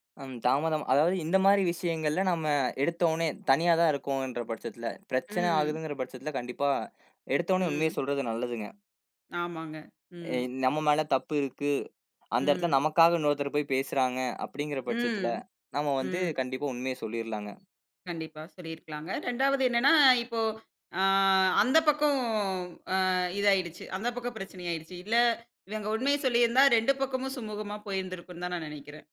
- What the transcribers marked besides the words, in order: other background noise; drawn out: "ஆ"
- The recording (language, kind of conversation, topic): Tamil, podcast, உண்மையைச் சொல்லிக்கொண்டே நட்பை காப்பாற்றுவது சாத்தியமா?